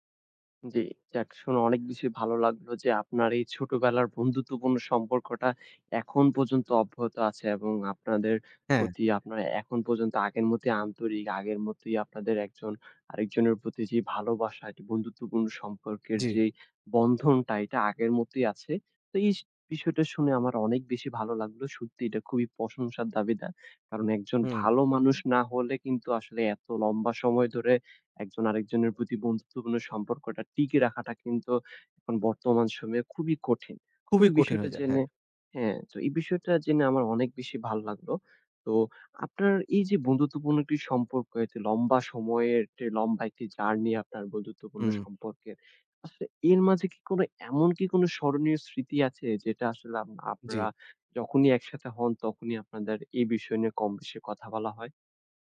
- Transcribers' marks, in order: cough
- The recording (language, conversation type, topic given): Bengali, podcast, কোনো স্থানীয় বন্ধুর সঙ্গে আপনি কীভাবে বন্ধুত্ব গড়ে তুলেছিলেন?